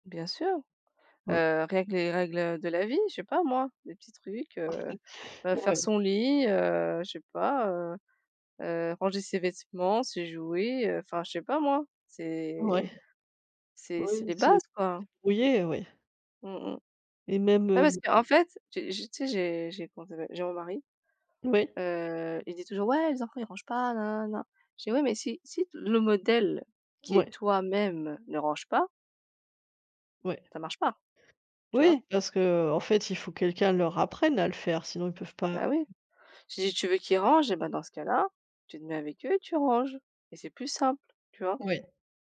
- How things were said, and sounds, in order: laugh; other background noise
- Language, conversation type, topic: French, unstructured, Pourquoi y a-t-il autant de disputes sur la manière de faire le ménage ?
- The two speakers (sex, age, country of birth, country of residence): female, 30-34, France, Germany; female, 35-39, Thailand, France